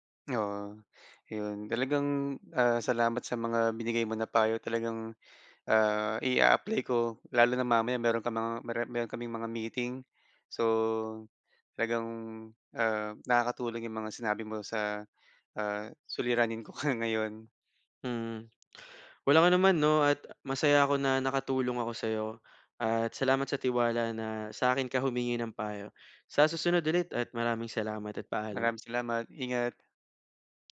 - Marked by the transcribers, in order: bird
- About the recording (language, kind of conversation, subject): Filipino, advice, Paano ko makikilala at marerespeto ang takot o pagkabalisa ko sa araw-araw?